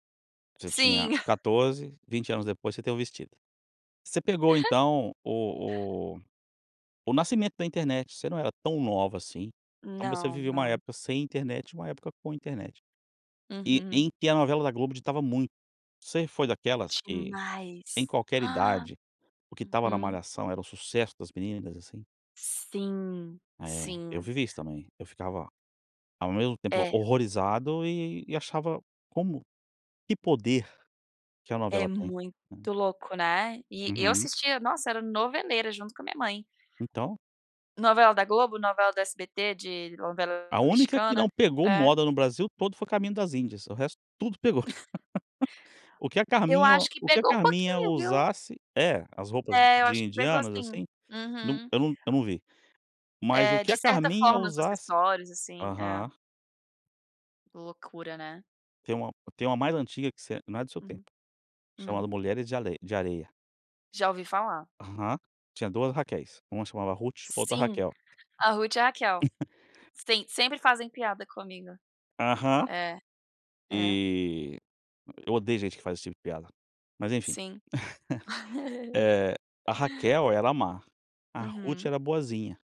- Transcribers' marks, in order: chuckle; chuckle; gasp; chuckle; chuckle; other background noise; chuckle; tapping; chuckle
- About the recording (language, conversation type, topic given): Portuguese, podcast, Como você começou a reinventar o seu estilo pessoal?